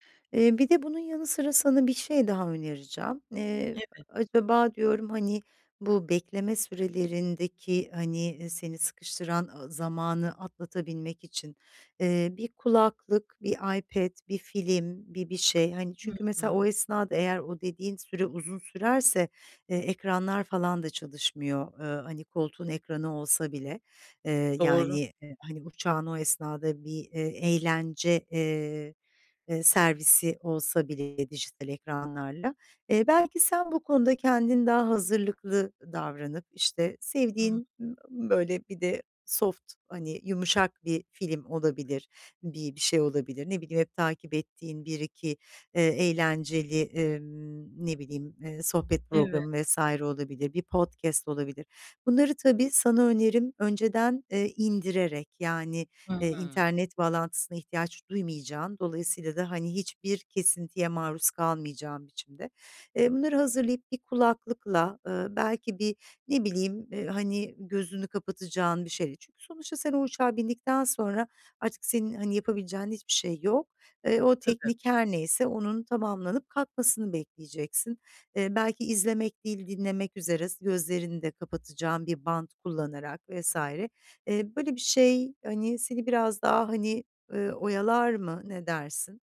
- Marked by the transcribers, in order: other background noise; in English: "soft"; tapping
- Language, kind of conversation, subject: Turkish, advice, Tatil sırasında seyahat stresini ve belirsizlikleri nasıl yönetebilirim?